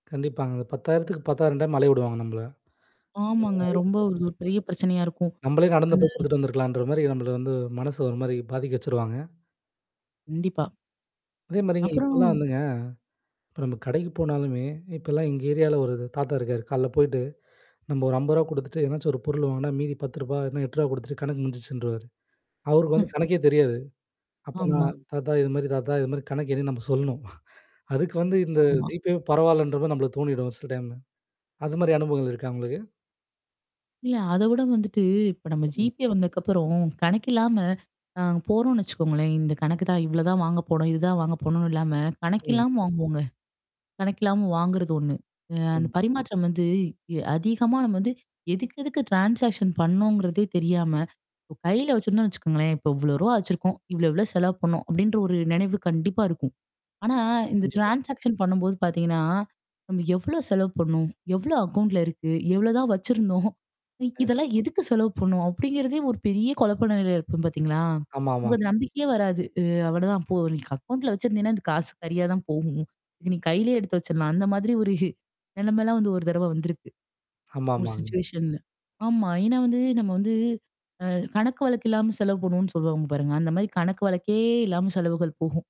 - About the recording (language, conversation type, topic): Tamil, podcast, மொபைல் பணப் பரிமாற்றங்கள் மீது நீங்கள் எவ்வளவு நம்பிக்கை வைக்கிறீர்கள்?
- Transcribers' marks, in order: static; distorted speech; mechanical hum; unintelligible speech; in English: "GPayவே"; in English: "GPay"; in English: "ட்ரான்சாக்ஷன்"; in English: "ட்ரான்சாக்ஷன்"; in English: "அக்கவுண்ட்ல"; laughing while speaking: "எவ்ளோதான் வச்சிருந்தோம்?"; in English: "அக்கவுண்ட்ல"; laughing while speaking: "இதுக்கு நீ கையிலேயே எடுத்து வச்சரலாம் … ஒரு தடவ வந்திருக்கு"; in English: "சிச்சுவேஷன்ல"; drawn out: "வழக்கே"